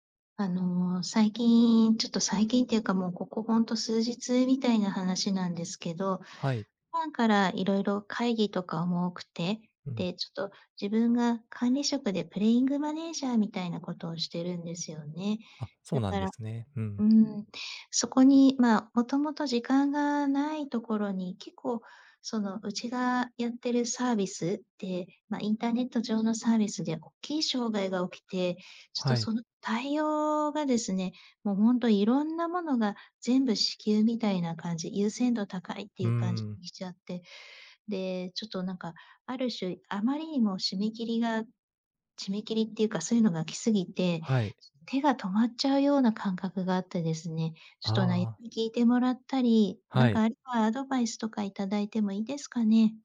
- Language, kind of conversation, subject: Japanese, advice, 締め切りのプレッシャーで手が止まっているのですが、どうすれば状況を整理して作業を進められますか？
- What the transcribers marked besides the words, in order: other background noise; other noise